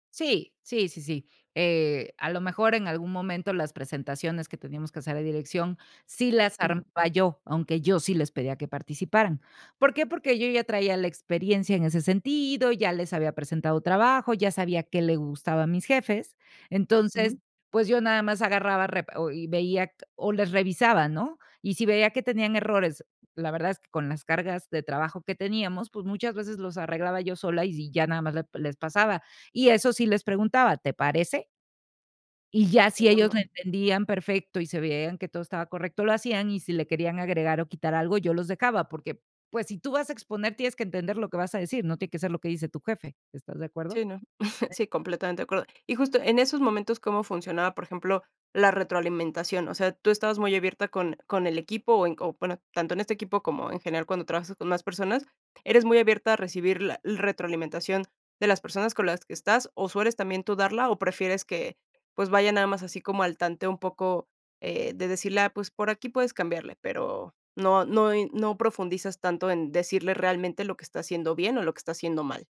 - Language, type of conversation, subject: Spanish, podcast, ¿Te gusta más crear a solas o con más gente?
- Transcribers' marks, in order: tapping; unintelligible speech; chuckle; other background noise